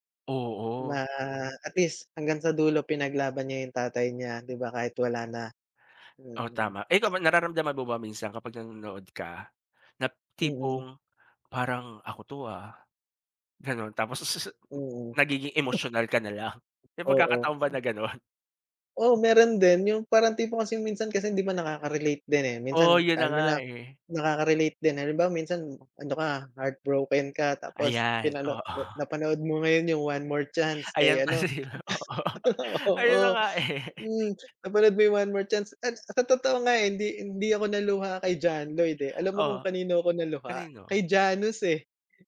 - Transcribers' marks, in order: tapping; laughing while speaking: "Oo"; laughing while speaking: "Ayan pala yon, oo. Ayun na nga, eh"; laughing while speaking: "Oo"; laugh
- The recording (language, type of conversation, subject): Filipino, unstructured, Paano ka naapektuhan ng pelikulang nagpaiyak sa’yo, at ano ang pakiramdam kapag lumalabas ka ng sinehan na may luha sa mga mata?